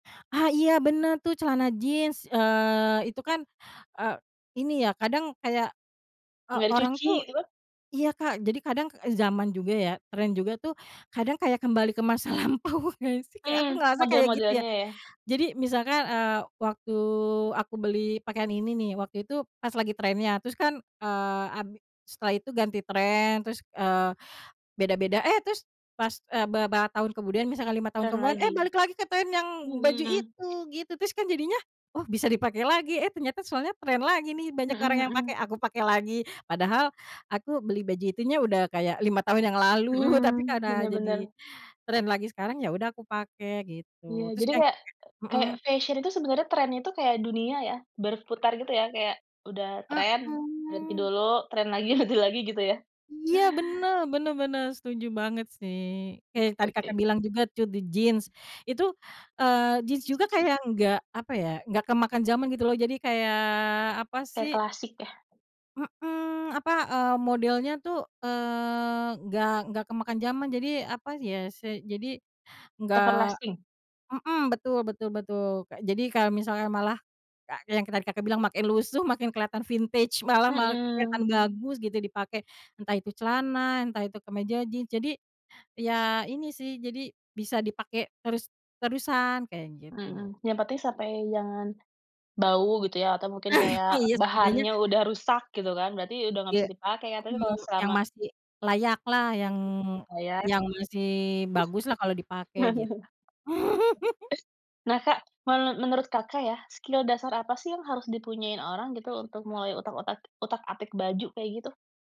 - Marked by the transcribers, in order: laughing while speaking: "lampau nggak sih?"; tapping; laughing while speaking: "lalu"; other background noise; laughing while speaking: "trend lagi, ganti lagi"; in English: "Everlasting"; in English: "vintage"; laughing while speaking: "Ah iya"; chuckle; laugh; in English: "skill"
- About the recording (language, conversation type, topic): Indonesian, podcast, Bagaimana caramu membuat pakaian lama terasa seperti baru lagi?